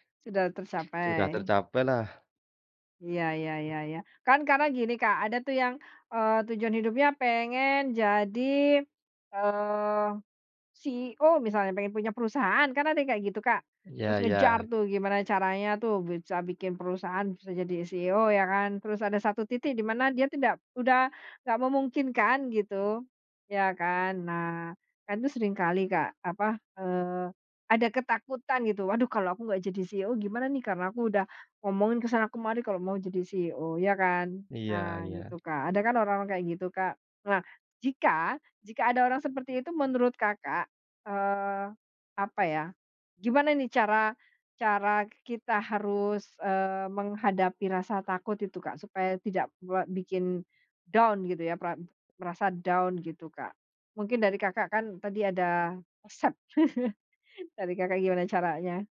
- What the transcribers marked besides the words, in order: other background noise; tapping; in English: "CEO"; in English: "CEO"; in English: "CEO"; in English: "down"; in English: "down"; chuckle
- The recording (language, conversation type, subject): Indonesian, unstructured, Hal apa yang paling kamu takuti kalau kamu tidak berhasil mencapai tujuan hidupmu?
- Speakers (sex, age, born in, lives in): female, 45-49, Indonesia, Indonesia; male, 30-34, Indonesia, Indonesia